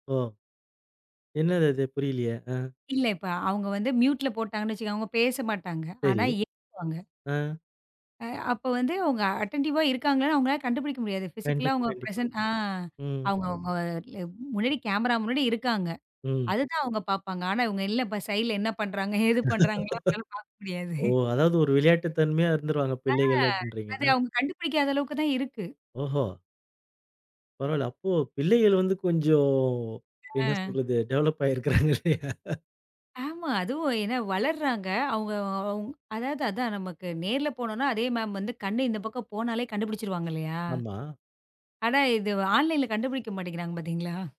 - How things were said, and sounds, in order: in English: "மியூட்ல"; unintelligible speech; in English: "அட்டென்டிவா"; in English: "ஃபிஷிகலா"; in English: "பிரெசென்ட்"; unintelligible speech; in English: "சைடுல"; laughing while speaking: "ஏது பண்றாங்கன்லாம்"; laugh; drawn out: "கொஞ்சம்"; laughing while speaking: "டெவெலப் ஆயி இருக்கறாங்க இல்லையா?"; in English: "டெவெலப்"; anticipating: "ஆமா"; in English: "ஆன்லைன்ல"
- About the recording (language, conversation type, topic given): Tamil, podcast, நீங்கள் இணைய வழிப் பாடங்களையா அல்லது நேரடி வகுப்புகளையா அதிகம் விரும்புகிறீர்கள்?